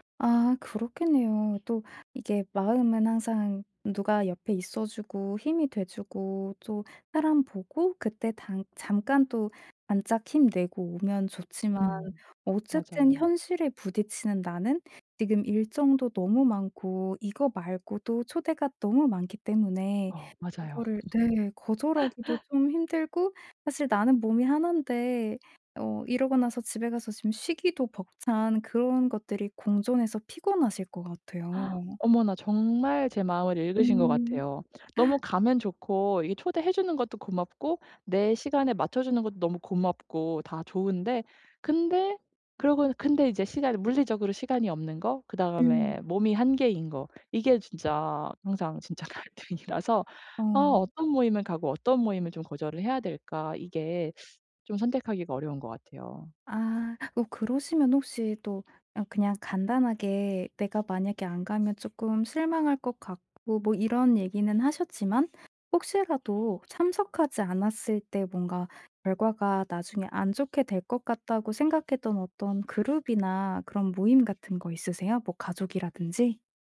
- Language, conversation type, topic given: Korean, advice, 친구의 초대가 부담스러울 때 모임에 참석할지 말지 어떻게 결정해야 하나요?
- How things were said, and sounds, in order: background speech; laugh; gasp; laugh; tapping; laughing while speaking: "진짜 갈등이라서"; other background noise